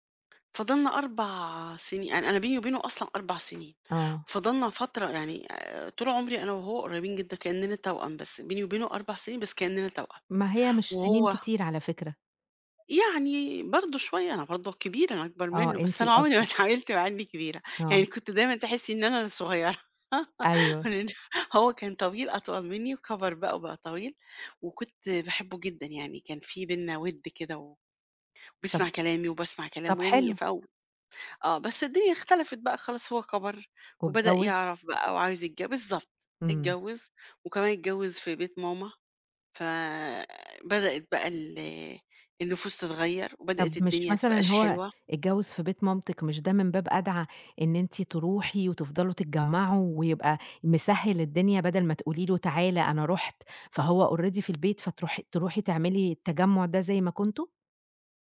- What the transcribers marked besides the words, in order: tapping; laughing while speaking: "اتعاملت"; laugh; unintelligible speech; in English: "already"
- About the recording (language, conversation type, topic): Arabic, podcast, إزاي اتغيّرت علاقتك بأهلك مع مرور السنين؟